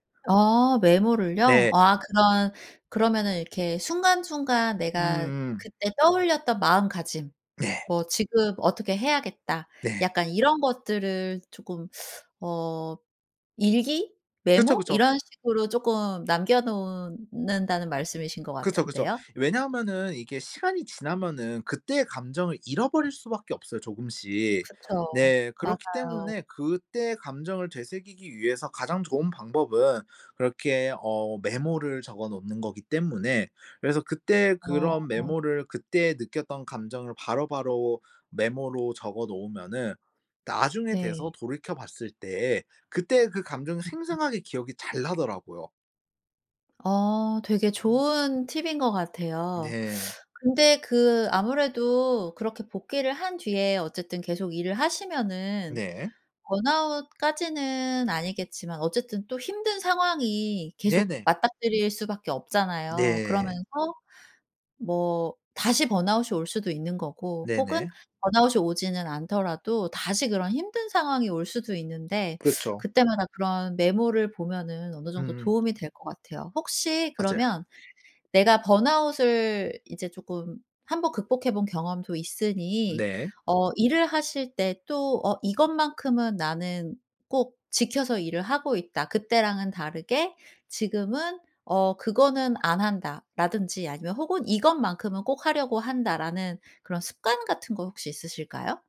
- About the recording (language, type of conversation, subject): Korean, podcast, 번아웃을 겪은 뒤 업무에 복귀할 때 도움이 되는 팁이 있을까요?
- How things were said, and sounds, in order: teeth sucking; other background noise; alarm; teeth sucking; background speech; tapping